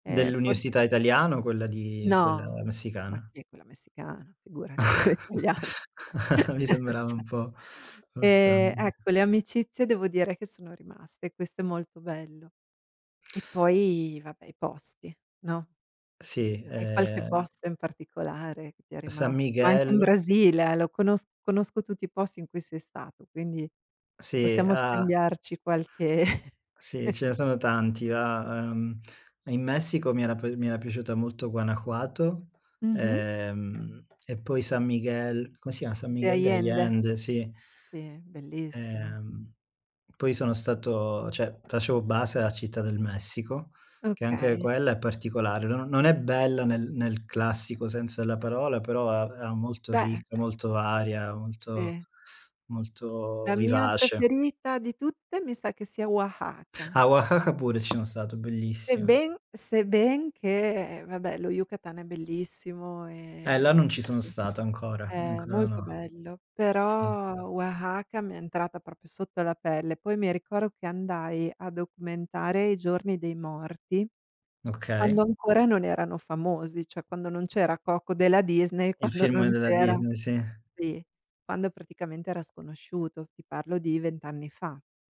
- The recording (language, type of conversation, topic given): Italian, unstructured, Qual è stato il momento più emozionante che hai vissuto durante un viaggio?
- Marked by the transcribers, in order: other background noise; chuckle; laughing while speaking: "quella italiana"; chuckle; chuckle; tapping; unintelligible speech; "proprio" said as "propio"